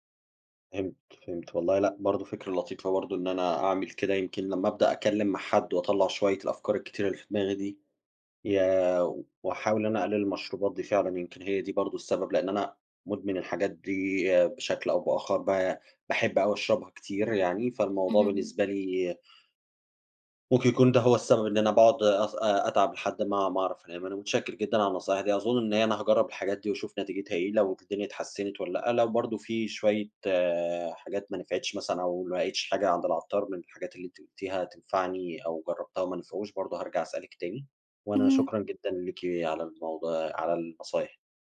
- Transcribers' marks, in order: none
- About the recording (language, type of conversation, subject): Arabic, advice, إزاي أتغلب على الأرق وصعوبة النوم بسبب أفكار سريعة ومقلقة؟